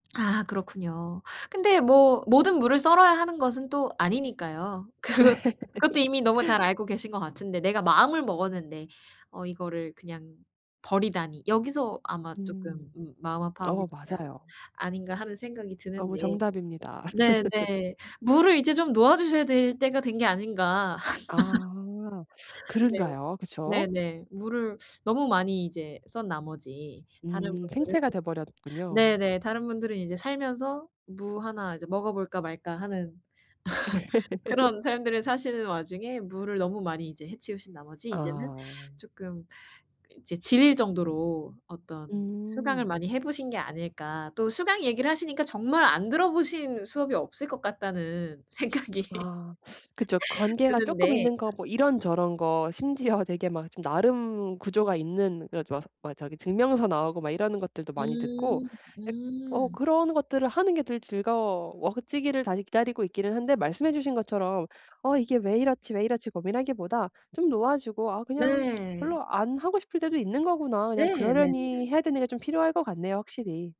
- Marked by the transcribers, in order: other background noise; laughing while speaking: "그것"; unintelligible speech; laugh; laugh; tapping; laugh; laughing while speaking: "생각이"; laugh
- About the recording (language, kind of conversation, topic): Korean, advice, 어떻게 하면 잃어버린 열정을 다시 찾을 수 있을까요?